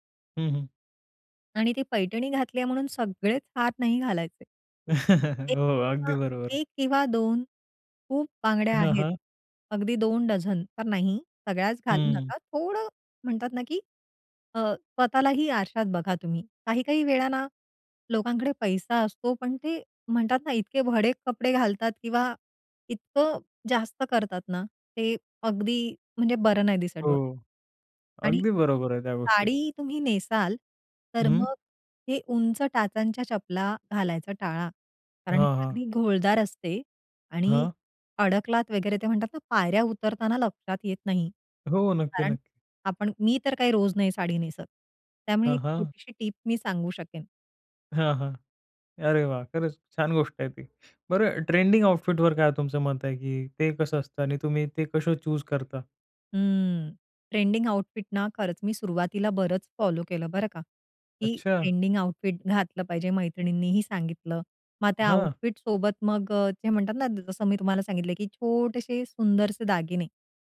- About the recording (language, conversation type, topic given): Marathi, podcast, पाश्चिमात्य आणि पारंपरिक शैली एकत्र मिसळल्यावर तुम्हाला कसे वाटते?
- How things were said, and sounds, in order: chuckle; other background noise; "भडक" said as "भडे"; tapping; in English: "आउटफिट"; in English: "चूज"; in English: "आउटफिट"; in English: "आउटफिट"; in English: "आउटफिट"